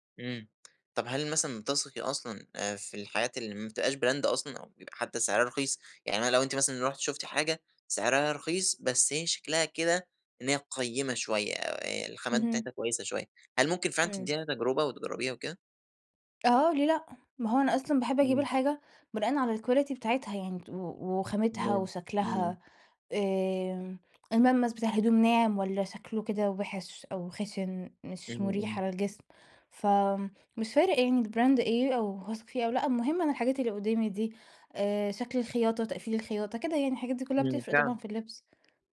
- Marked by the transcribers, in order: in English: "brand"; tapping; in English: "الquality"; in English: "الbrand"
- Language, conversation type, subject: Arabic, podcast, إزاي بتختار لبسك كل يوم؟